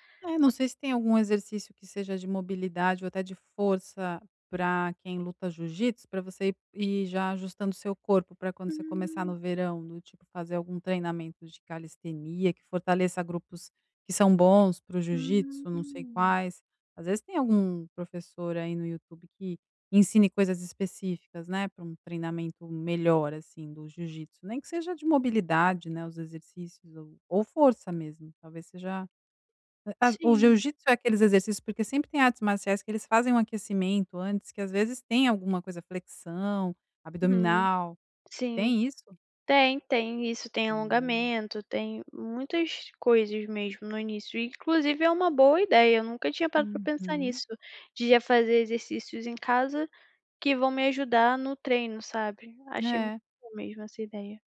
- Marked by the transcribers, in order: none
- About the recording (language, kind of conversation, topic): Portuguese, advice, Como posso começar a treinar e criar uma rotina sem ansiedade?